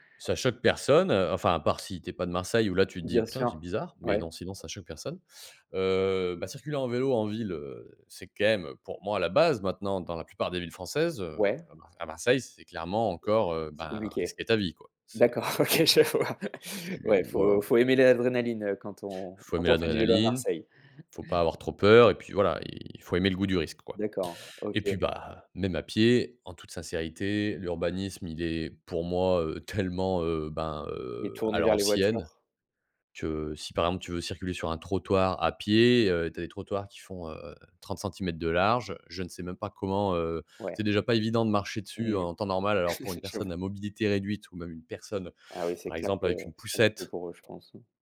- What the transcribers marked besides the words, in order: stressed: "base"; laughing while speaking: "OK, à chaque fois"; laughing while speaking: "tellement"; chuckle
- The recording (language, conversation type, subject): French, podcast, Quelle ville t’a le plus surpris, et pourquoi ?